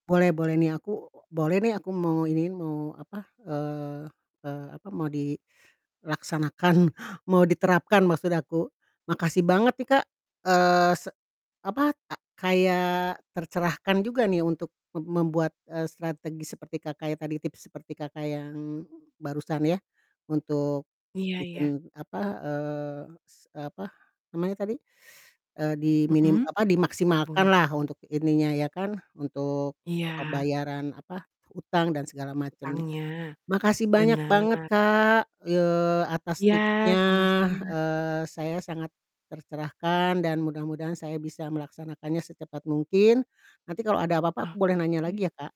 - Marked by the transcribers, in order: laughing while speaking: "dilaksanakan"; teeth sucking; unintelligible speech; distorted speech
- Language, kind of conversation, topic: Indonesian, advice, Bagaimana cara memilih antara membayar utang terlebih dulu atau mulai menabung?
- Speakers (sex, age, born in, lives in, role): female, 25-29, Indonesia, Indonesia, advisor; female, 60-64, Indonesia, Indonesia, user